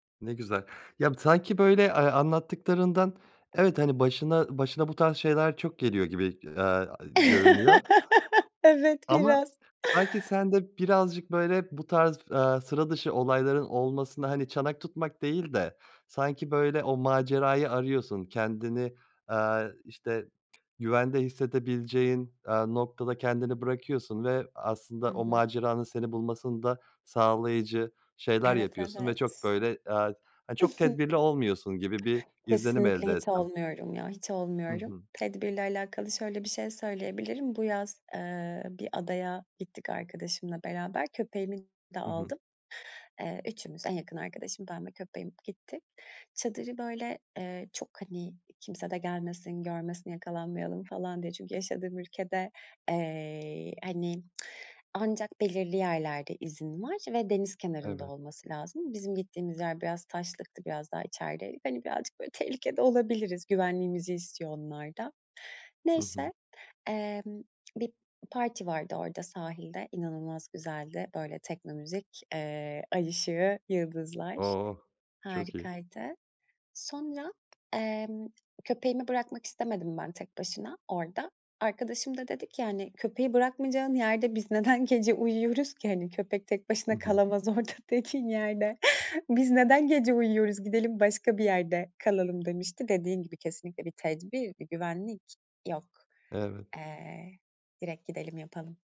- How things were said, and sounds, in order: tapping; chuckle; other background noise; chuckle; laughing while speaking: "kalamaz orada tekin yerde"
- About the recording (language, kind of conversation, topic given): Turkish, podcast, Kamp yaparken başına gelen unutulmaz bir olayı anlatır mısın?